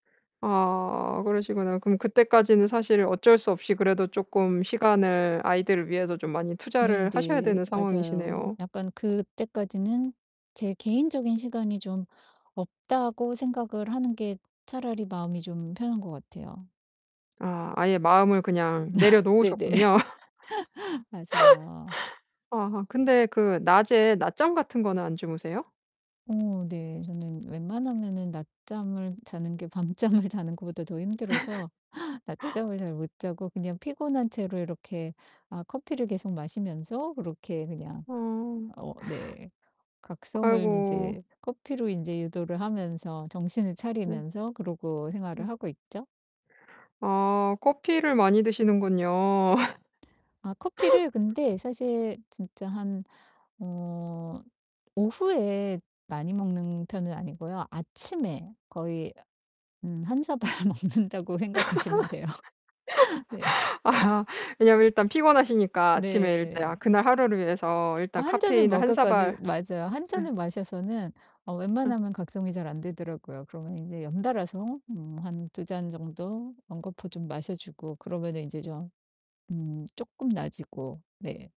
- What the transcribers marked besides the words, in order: static; tapping; distorted speech; laugh; laughing while speaking: "네네"; laugh; other background noise; laughing while speaking: "밤잠을"; laugh; gasp; gasp; laugh; laughing while speaking: "사발 먹는다고 생각하시면 돼요"; laugh; laughing while speaking: "아"
- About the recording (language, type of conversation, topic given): Korean, advice, 요즘 에너지가 부족하고 피로가 계속 쌓이는데 어떻게 관리하면 좋을까요?